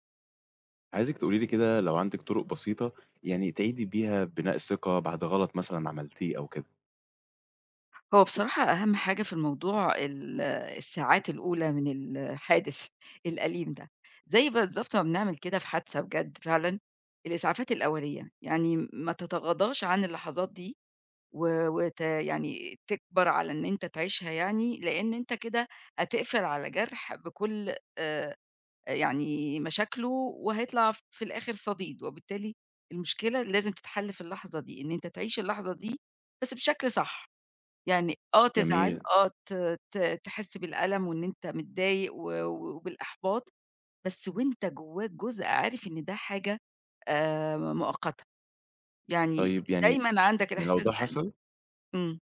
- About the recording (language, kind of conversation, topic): Arabic, podcast, إيه الطرق البسيطة لإعادة بناء الثقة بعد ما يحصل خطأ؟
- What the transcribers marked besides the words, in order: laughing while speaking: "الحادث"